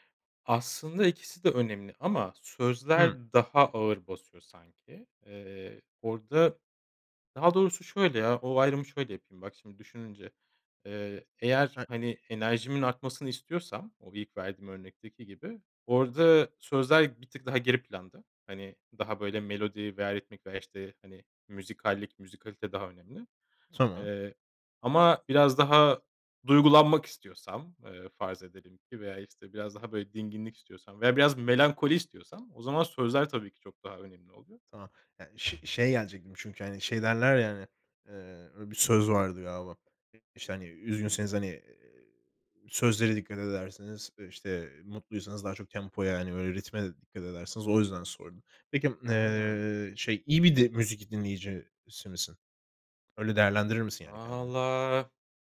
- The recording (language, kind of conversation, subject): Turkish, podcast, Müzik dinlerken ruh halin nasıl değişir?
- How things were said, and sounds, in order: tapping; drawn out: "Valla"